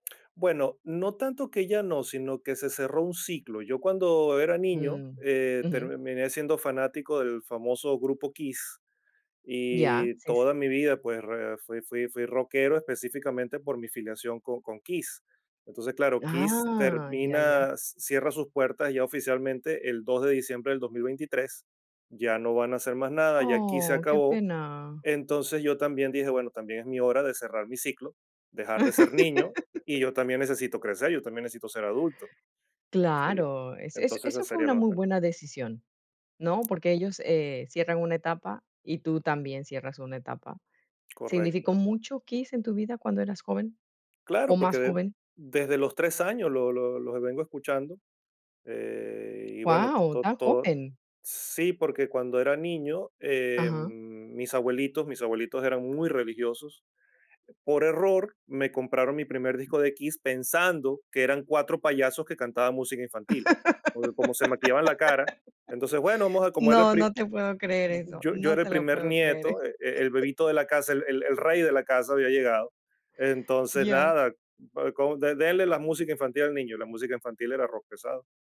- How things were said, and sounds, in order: tapping; laugh; unintelligible speech; laugh; unintelligible speech; chuckle
- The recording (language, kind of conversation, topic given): Spanish, podcast, ¿Cómo cambió tu relación con la música al llegar a la adultez?